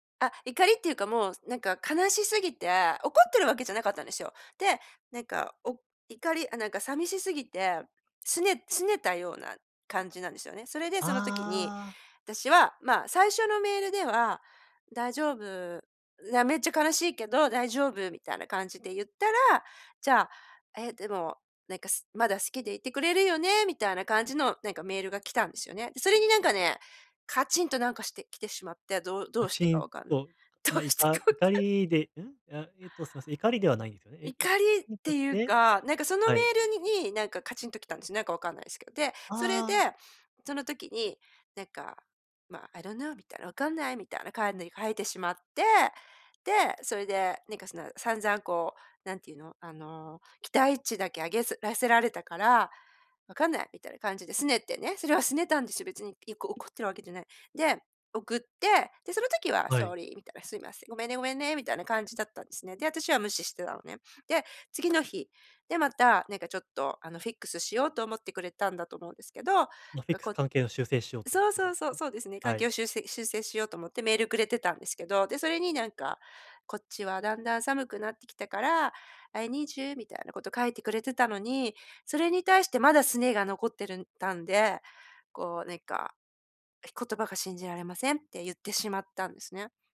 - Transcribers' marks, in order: laughing while speaking: "どうしてかわかんない"; unintelligible speech; put-on voice: "I don't know"; in English: "I don't know"; in English: "Sorry"; tapping; in English: "フィックス"; in English: "フィックス"; put-on voice: "I need you"; in English: "I need you"
- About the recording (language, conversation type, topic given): Japanese, advice, 批判されたとき、感情的にならずにどう対応すればよいですか？